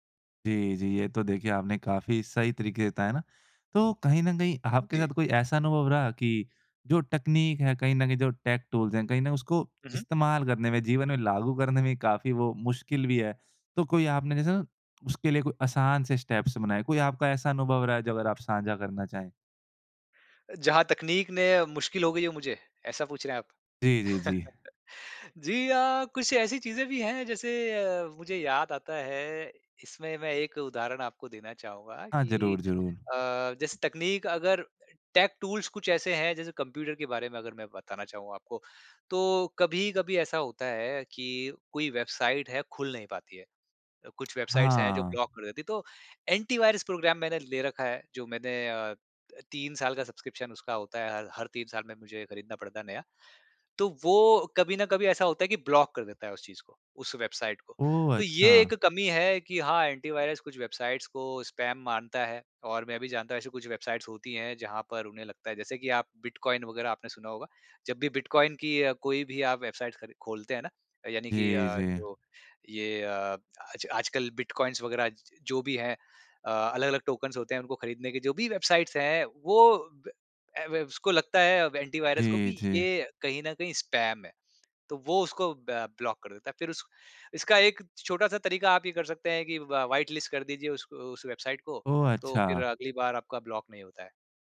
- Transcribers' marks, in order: "तकनीक" said as "टकनीक"; in English: "टेक टूल्स"; in English: "स्टेप्स"; laugh; in English: "टेक टूल्स"; in English: "वेबसाइट्स"; in English: "ब्लॉक"; in English: "एंटी वायरस प्रोग्राम"; in English: "सब्सक्रिप्शन"; in English: "ब्लॉक"; in English: "एंटी वायरस"; in English: "वेबसाइट्स"; in English: "स्पैम"; in English: "वेबसाइट्स"; in English: "बिटकॉइन्स"; in English: "टोकन्स"; in English: "वेबसाइट्स"; in English: "एंटी वायरस"; in English: "स्पैम"; in English: "ब ब्लॉक"; in English: "व व्हाइट लिस्ट"; in English: "ब्लॉक"
- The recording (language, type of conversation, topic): Hindi, podcast, टेक्नोलॉजी उपकरणों की मदद से समय बचाने के आपके आम तरीके क्या हैं?